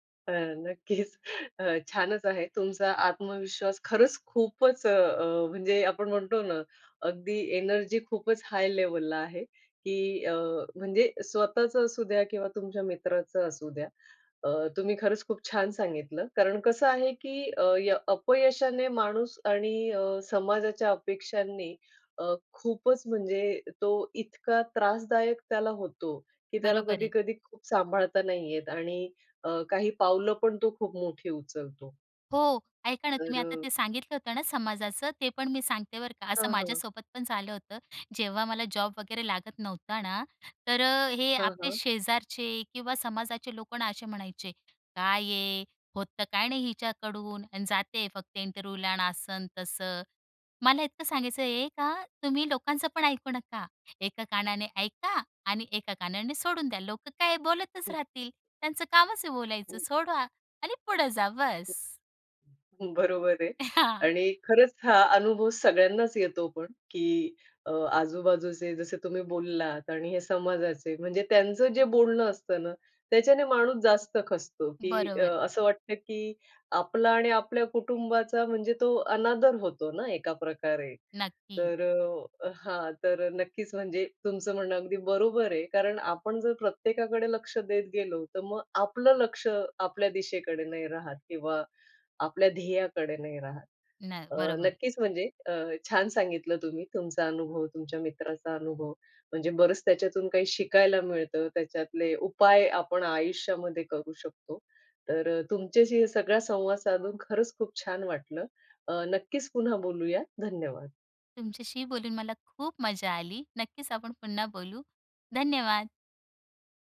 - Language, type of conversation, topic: Marathi, podcast, कधी अपयशामुळे तुमची वाटचाल बदलली आहे का?
- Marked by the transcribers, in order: laughing while speaking: "नक्कीच"; other background noise; in English: "हाय"; tapping; in English: "इंटरव्ह्यूला"; laughing while speaking: "हां"